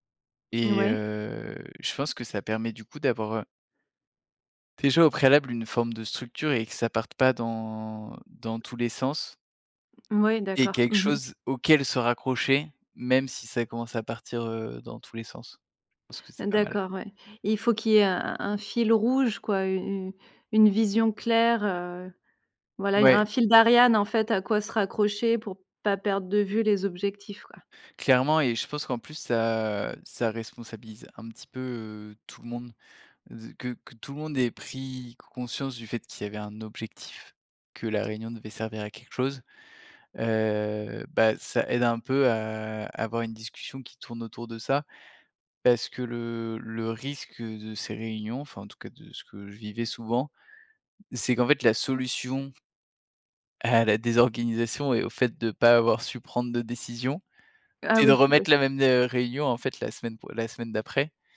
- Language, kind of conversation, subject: French, podcast, Quelle est, selon toi, la clé d’une réunion productive ?
- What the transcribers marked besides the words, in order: drawn out: "heu"; drawn out: "dans"; stressed: "d'Ariane"; tapping